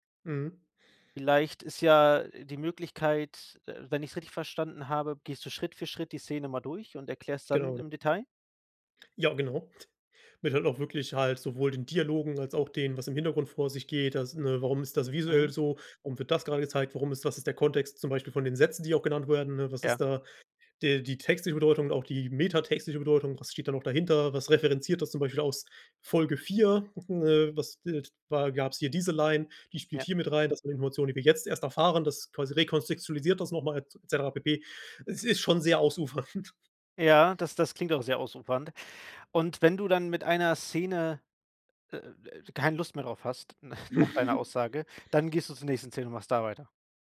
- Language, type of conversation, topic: German, advice, Wie blockiert dich Perfektionismus bei deinen Projekten und wie viel Stress verursacht er dir?
- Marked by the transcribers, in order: "textliche" said as "textische"; "metatextliche" said as "metatextische"; chuckle; in English: "Line"; laughing while speaking: "ausufernd"; chuckle